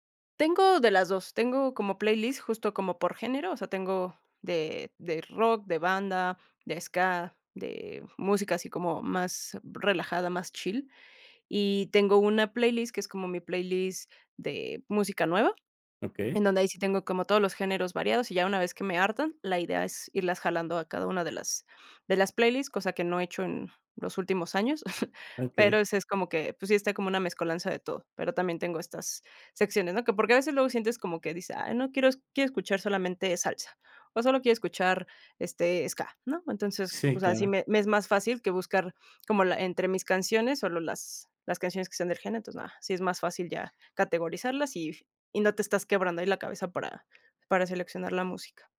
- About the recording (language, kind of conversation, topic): Spanish, podcast, ¿Cómo ha cambiado tu gusto musical con los años?
- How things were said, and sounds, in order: in English: "chill"; chuckle